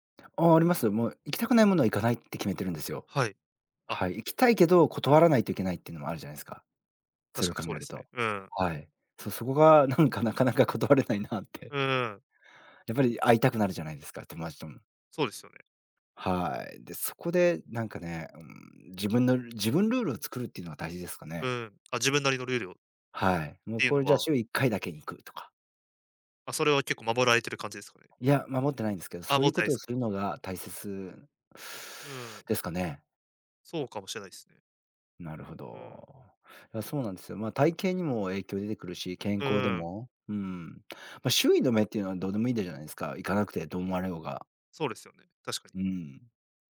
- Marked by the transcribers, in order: laughing while speaking: "なかなか断れないなって"; other noise
- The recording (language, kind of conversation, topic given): Japanese, advice, 外食や飲み会で食べると強い罪悪感を感じてしまうのはなぜですか？